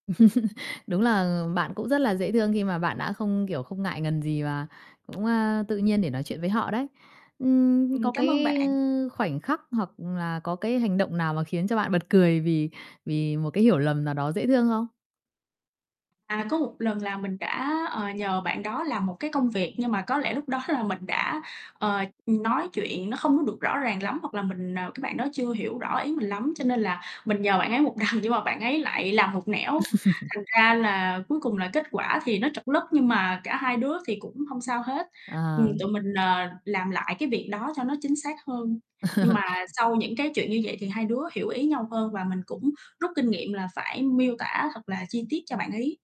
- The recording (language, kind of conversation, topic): Vietnamese, podcast, Bạn có thể kể về một lần bạn và một người lạ không nói cùng ngôn ngữ nhưng vẫn hiểu nhau được không?
- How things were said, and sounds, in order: laugh; tapping; distorted speech; other background noise; laughing while speaking: "đó"; laughing while speaking: "đằng"; laugh; laugh